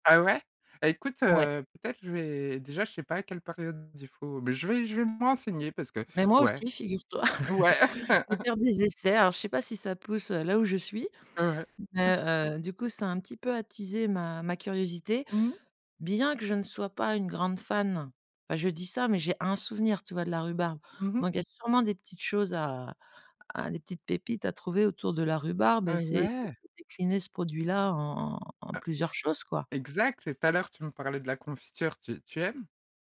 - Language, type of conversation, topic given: French, podcast, Quelle odeur de nourriture te ramène instantanément à un souvenir ?
- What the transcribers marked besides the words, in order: chuckle; laugh; other background noise